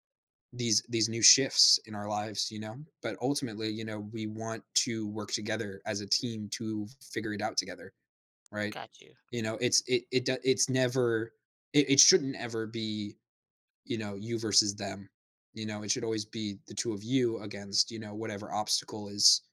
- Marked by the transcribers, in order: tapping
- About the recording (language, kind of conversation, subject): English, unstructured, How do shared travel challenges impact the way couples grow together over time?